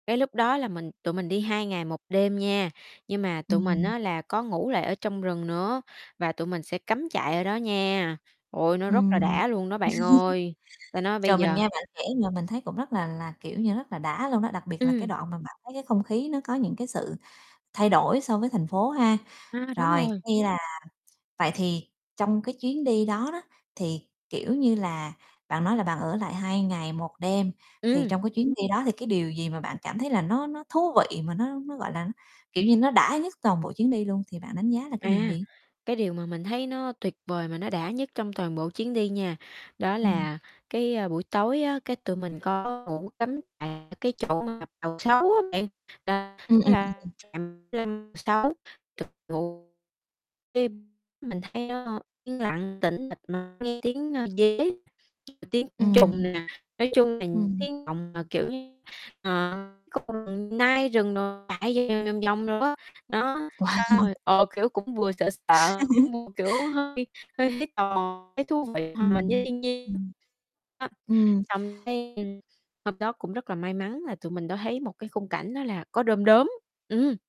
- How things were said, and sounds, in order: distorted speech; other background noise; laugh; static; tapping; unintelligible speech; unintelligible speech; laughing while speaking: "Wow"; laugh; laughing while speaking: "À há"
- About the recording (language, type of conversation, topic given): Vietnamese, podcast, Một chuyến đi rừng đã thay đổi bạn như thế nào?